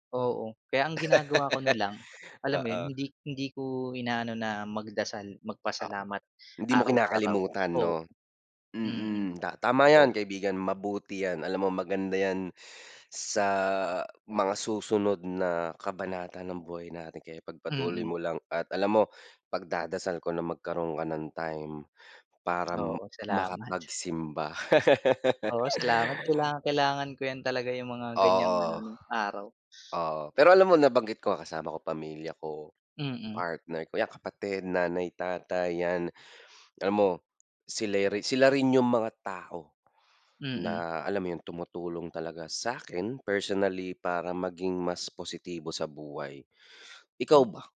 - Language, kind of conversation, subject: Filipino, unstructured, Paano mo pinananatili ang positibong pananaw sa buhay?
- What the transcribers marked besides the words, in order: laugh; other background noise; tapping; laugh; unintelligible speech